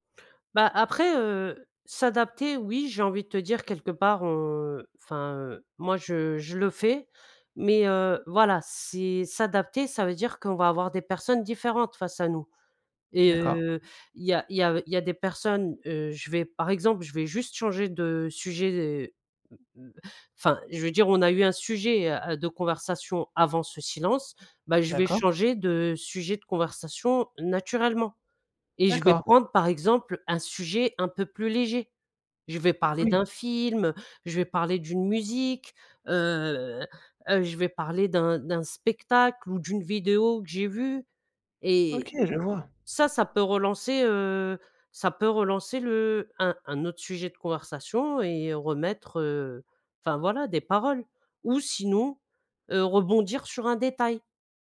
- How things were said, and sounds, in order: tapping; other background noise
- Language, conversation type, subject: French, podcast, Comment gères-tu les silences gênants en conversation ?